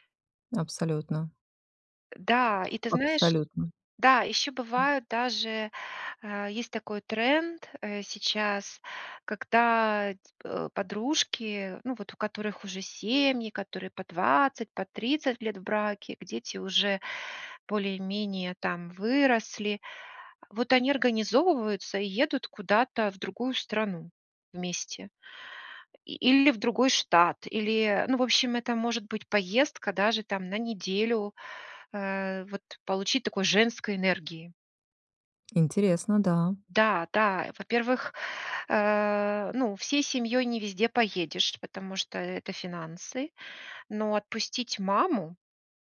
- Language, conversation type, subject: Russian, advice, Как справиться с чувством утраты прежней свободы после рождения ребёнка или с возрастом?
- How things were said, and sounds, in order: tapping; other background noise